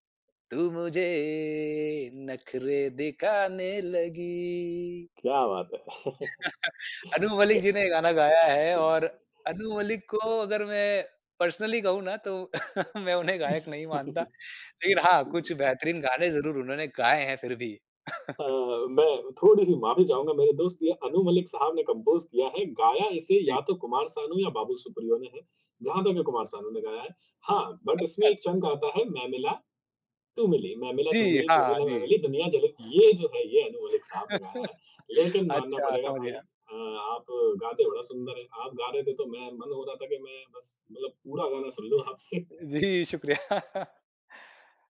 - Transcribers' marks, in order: singing: "तू मुझे नखरे दिखाने लगी"; chuckle; unintelligible speech; in English: "पर्सनली"; laughing while speaking: "मैं उन्हें गायक नहीं मानता"; chuckle; laughing while speaking: "हाँ, हाँ"; chuckle; in English: "कंपोज़"; in English: "बट"; singing: "मैं मिला तू मिली, मैं … मिली, दुनिया जले"; laugh; laughing while speaking: "मतलब पूरा गाना सुन लूँ आपसे"; laughing while speaking: "जी, शुक्रिया"
- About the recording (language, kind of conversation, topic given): Hindi, podcast, कौन-सा गाना आपको किसी फ़िल्म के किसी खास दृश्य की याद दिलाता है?